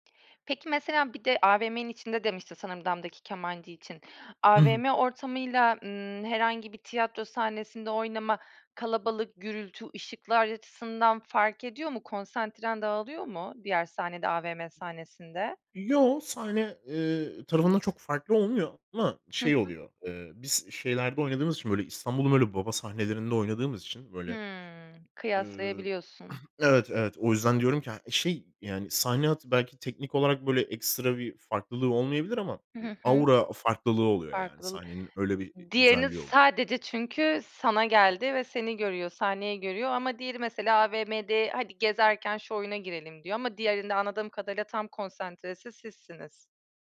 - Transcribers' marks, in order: other background noise; tapping; throat clearing
- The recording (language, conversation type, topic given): Turkish, podcast, En unutulmaz canlı performansını anlatır mısın?